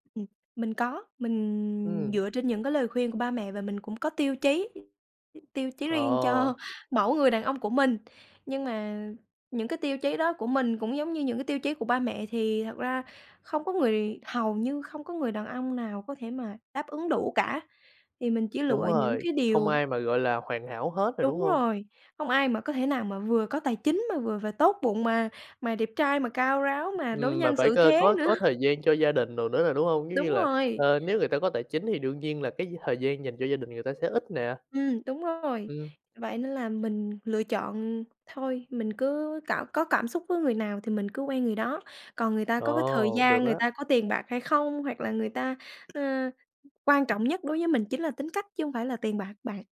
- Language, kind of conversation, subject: Vietnamese, podcast, Bạn dựa vào yếu tố nào là quan trọng nhất khi chọn bạn đời?
- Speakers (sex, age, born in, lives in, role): female, 20-24, Vietnam, Vietnam, guest; male, 20-24, Vietnam, Vietnam, host
- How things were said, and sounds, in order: other background noise; laughing while speaking: "cho"; tapping; laughing while speaking: "nữa"